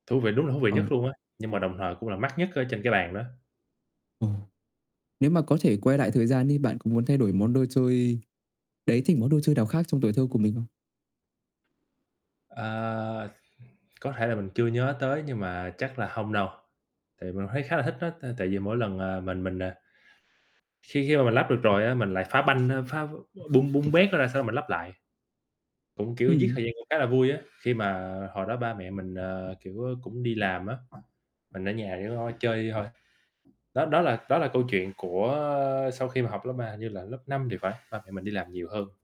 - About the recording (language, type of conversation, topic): Vietnamese, unstructured, Đồ chơi nào trong tuổi thơ bạn nhớ nhất và vì sao?
- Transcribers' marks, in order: distorted speech; other background noise; static; tapping